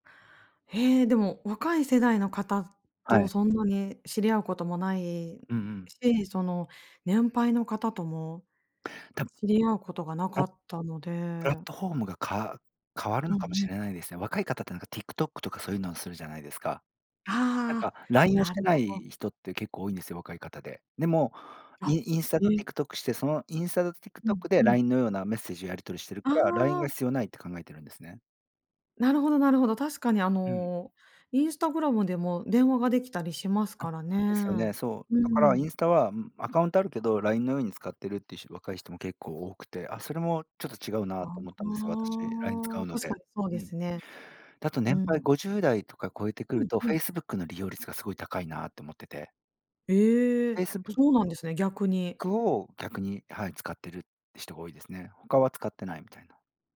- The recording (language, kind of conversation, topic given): Japanese, podcast, SNSでのつながりと現実の違いは何ですか？
- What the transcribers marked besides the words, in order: tapping